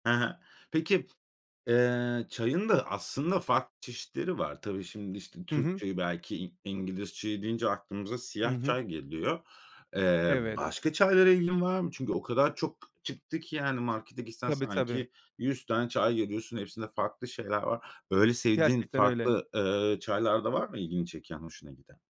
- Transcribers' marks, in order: other noise; tapping; other background noise
- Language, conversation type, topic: Turkish, podcast, Kahve veya çay demleme ritüelin nasıl?